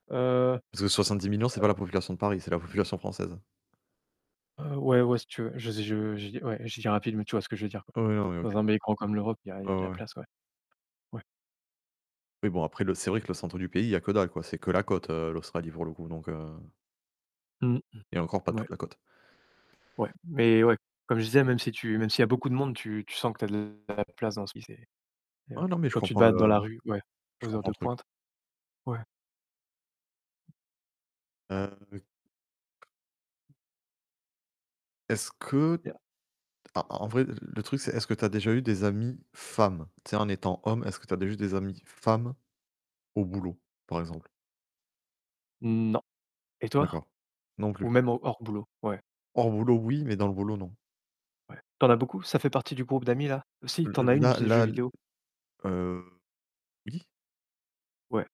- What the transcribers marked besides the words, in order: distorted speech; static; unintelligible speech; stressed: "femmes"
- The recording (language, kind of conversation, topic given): French, unstructured, Comment décrirais-tu une amitié réussie, selon toi ?